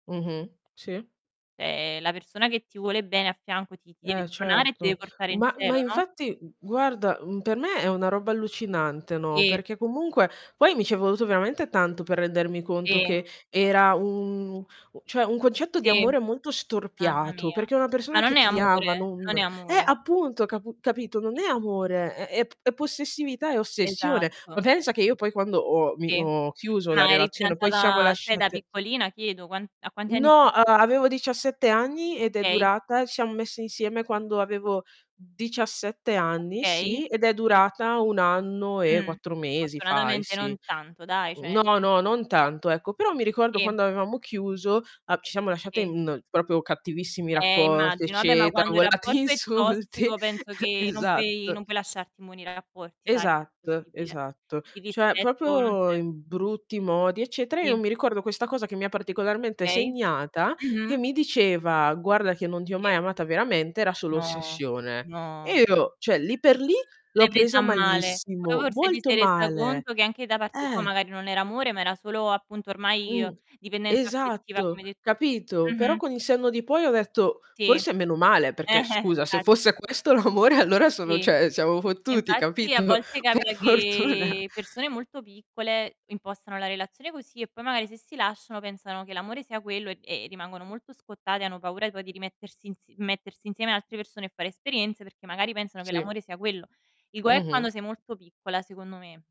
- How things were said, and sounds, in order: other background noise; distorted speech; laughing while speaking: "insulti"; chuckle; static; "Sì" said as "ì"; "cioè" said as "ceh"; tapping; chuckle; unintelligible speech; laughing while speaking: "l'amore"; drawn out: "che"; laughing while speaking: "per fortuna"
- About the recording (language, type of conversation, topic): Italian, unstructured, Come si può costruire la fiducia con il partner?